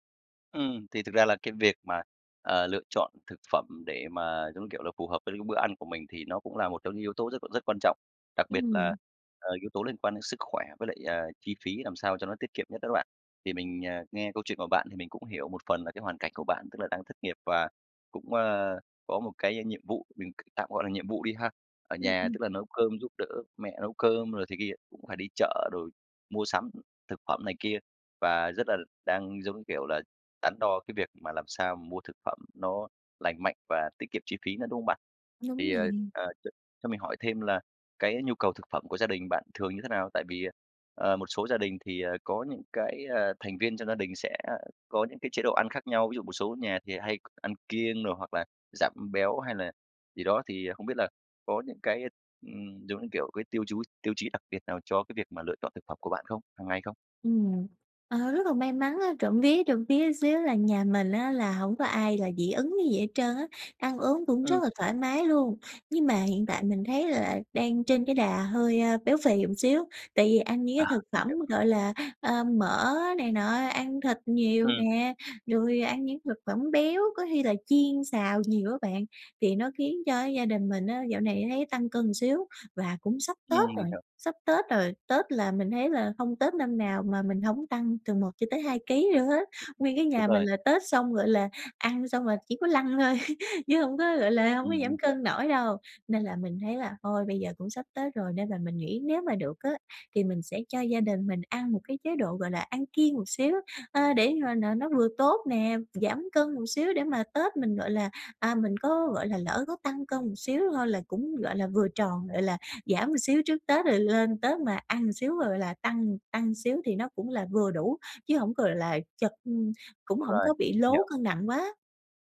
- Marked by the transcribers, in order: unintelligible speech; tapping; laughing while speaking: "thôi"
- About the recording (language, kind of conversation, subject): Vietnamese, advice, Làm sao để mua thực phẩm lành mạnh mà vẫn tiết kiệm chi phí?